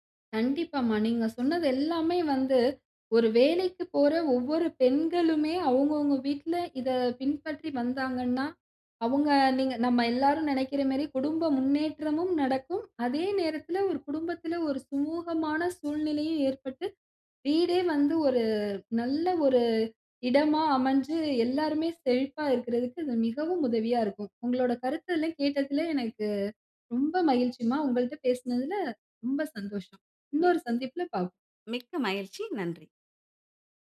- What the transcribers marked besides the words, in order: other background noise; joyful: "உங்களோட கருத்து எல்லாம் கேட்டத்துல எனக்கு ரொம்ப மகிழ்ச்சிமா, உங்கள்ட்ட பேசுனதுல ரொம்ப சந்தோஷம்"
- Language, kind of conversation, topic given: Tamil, podcast, வேலைக்கும் வீட்டுக்கும் சமநிலையை நீங்கள் எப்படி சாதிக்கிறீர்கள்?